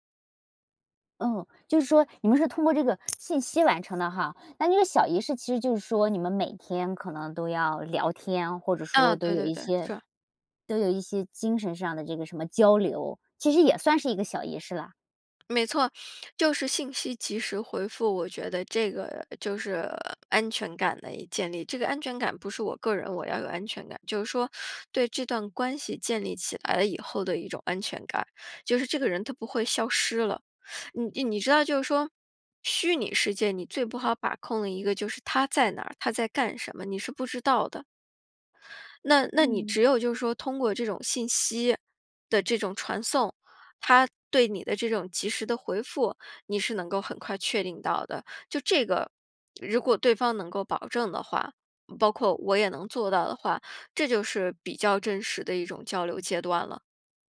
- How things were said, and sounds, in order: other background noise; teeth sucking
- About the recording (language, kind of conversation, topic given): Chinese, podcast, 你会如何建立真实而深度的人际联系？